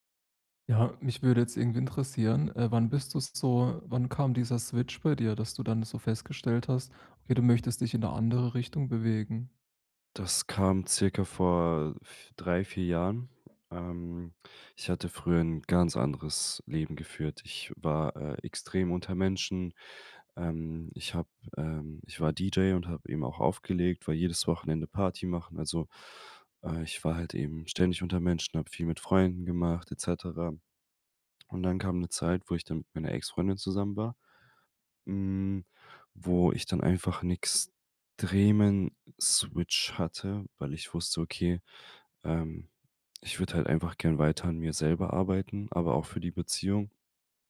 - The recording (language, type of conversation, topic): German, advice, Wie finde ich heraus, welche Werte mir wirklich wichtig sind?
- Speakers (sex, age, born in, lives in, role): male, 25-29, Germany, Germany, user; male, 30-34, Germany, Germany, advisor
- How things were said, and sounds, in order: in English: "Switch"